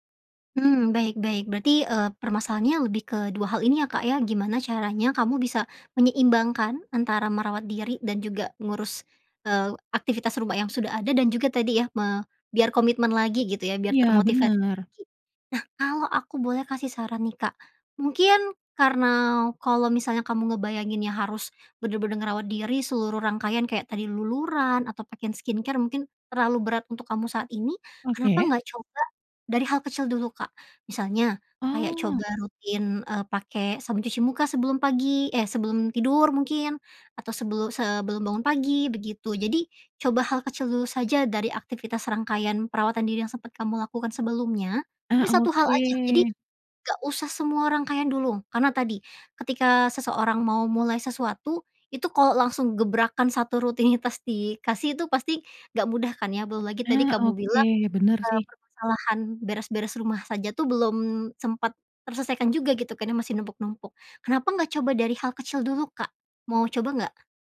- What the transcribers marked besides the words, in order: in English: "skincare"; drawn out: "oke"
- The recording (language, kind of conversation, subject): Indonesian, advice, Bagaimana cara mengatasi rasa lelah dan hilang motivasi untuk merawat diri?